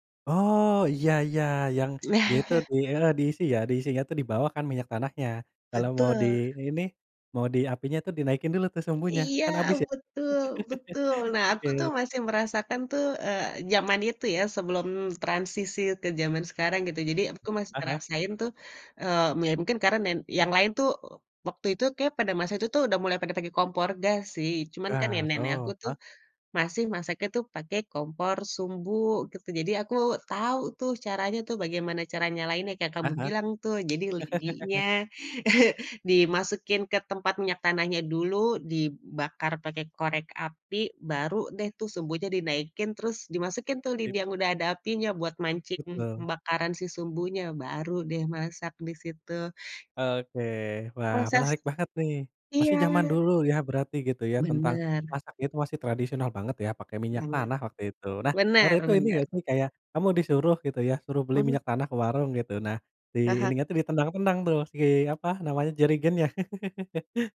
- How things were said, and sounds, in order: chuckle; "Betul" said as "betbe"; laugh; laugh; tapping; chuckle; "Masak" said as "masas"; laugh
- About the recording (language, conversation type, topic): Indonesian, podcast, Ceritakan pengalaman memasak bersama keluarga yang paling hangat?